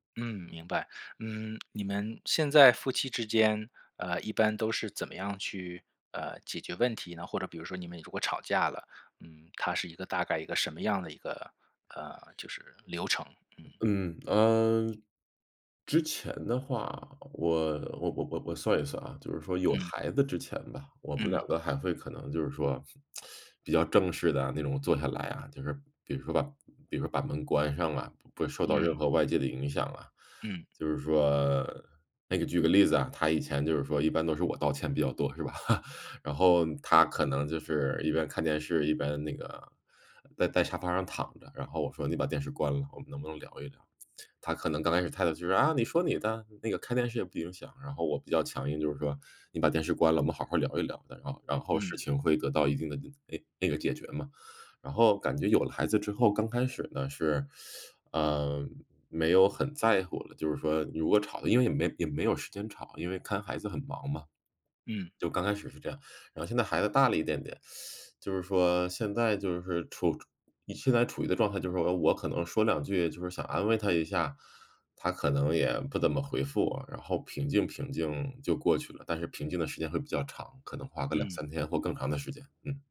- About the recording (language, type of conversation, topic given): Chinese, advice, 我该如何支持情绪低落的伴侣？
- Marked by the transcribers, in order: tapping; lip smack; chuckle; teeth sucking